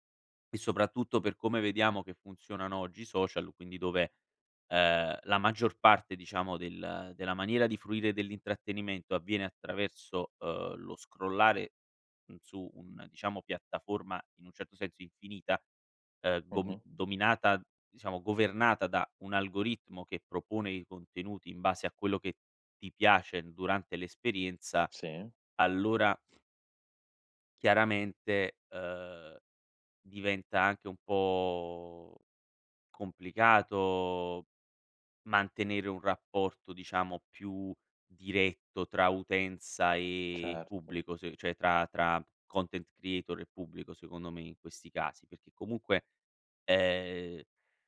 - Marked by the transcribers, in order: other background noise; "cioè" said as "ceh"
- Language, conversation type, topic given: Italian, podcast, In che modo i social media trasformano le narrazioni?